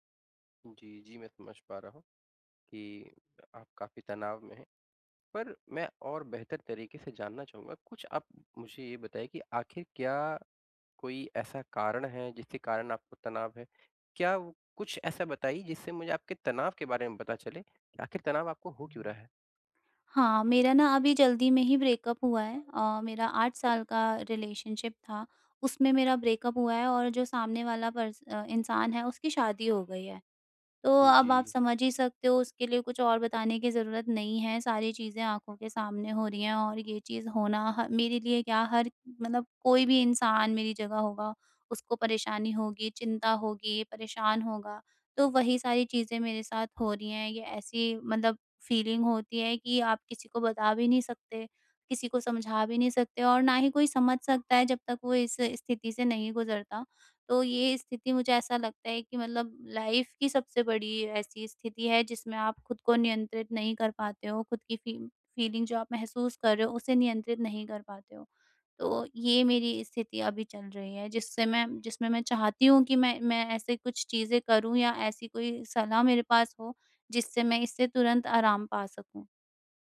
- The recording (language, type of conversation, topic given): Hindi, advice, मैं तीव्र तनाव के दौरान तुरंत राहत कैसे पा सकता/सकती हूँ?
- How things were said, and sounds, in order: tapping; in English: "ब्रेकअप"; in English: "रिलेशनशिप"; in English: "ब्रेकअप"; in English: "फ़ीलिंग"; in English: "लाइफ़"; in English: "फ़ीलिंग"